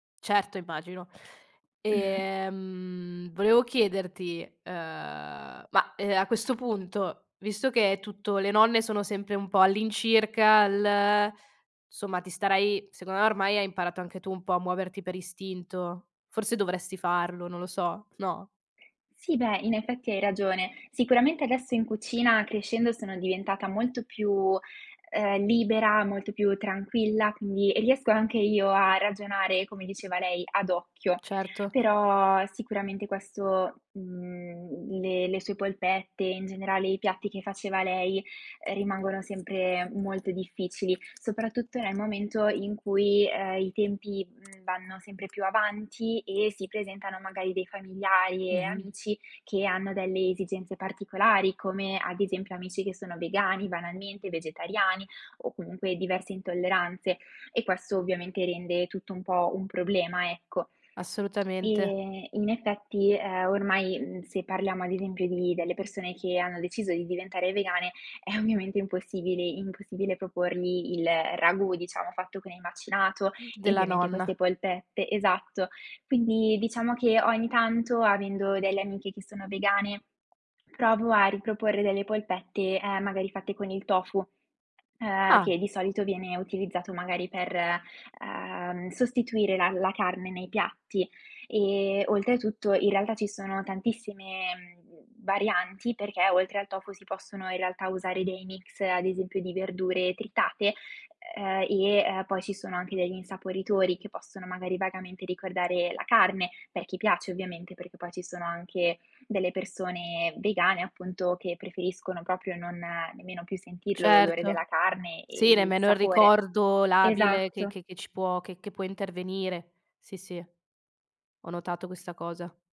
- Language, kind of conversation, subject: Italian, podcast, Come gestisci le ricette tramandate di generazione in generazione?
- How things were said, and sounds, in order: throat clearing; "insomma" said as "'nsomma"; tapping; lip smack; laughing while speaking: "è"; "proprio" said as "propio"